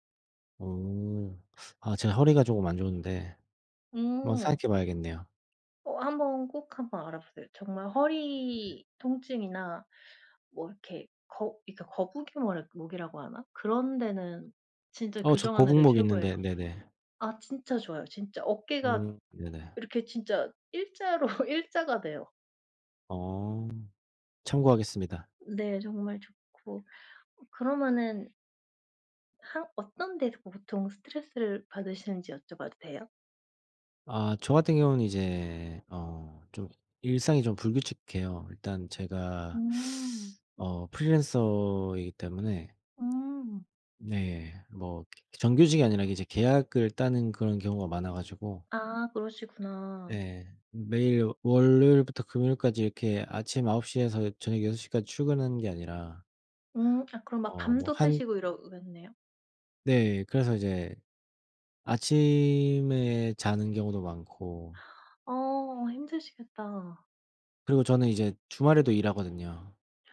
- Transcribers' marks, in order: other background noise; teeth sucking; tapping
- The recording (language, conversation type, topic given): Korean, unstructured, 취미가 스트레스 해소에 어떻게 도움이 되나요?